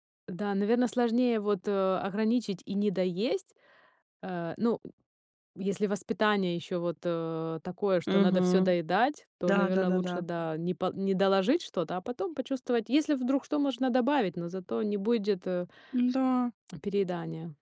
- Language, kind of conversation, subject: Russian, podcast, Как ты стараешься правильно питаться в будни?
- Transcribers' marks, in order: tapping